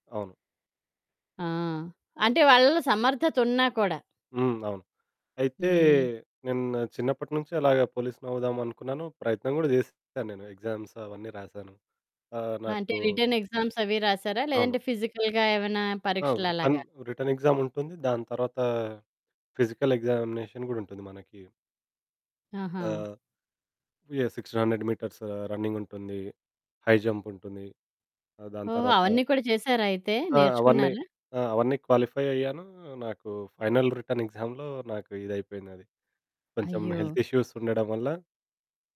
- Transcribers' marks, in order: in English: "ఎగ్జామ్స్"; in English: "రిటర్న్ ఎగ్జామ్స్"; in English: "ఫిజికల్‌గా"; in English: "రిటర్న్ రిటర్న్"; in English: "ఫిజికల్ ఎగ్జామినేషన్"; in English: "సిక్స్టీన్ హండ్రెడ్ మీటర్స్"; in English: "హై"; in English: "క్వాలిఫై"; in English: "ఫైనల్ రిటర్న్ ఎగ్జామ్‌లో"; in English: "హెల్త్ ఇష్యూస్"
- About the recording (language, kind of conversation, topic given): Telugu, podcast, మీరు చేసిన ఒక చిన్న ప్రయత్నం మీకు ఊహించని విజయం తీసుకువచ్చిందా?
- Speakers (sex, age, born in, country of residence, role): female, 45-49, India, India, host; male, 25-29, India, India, guest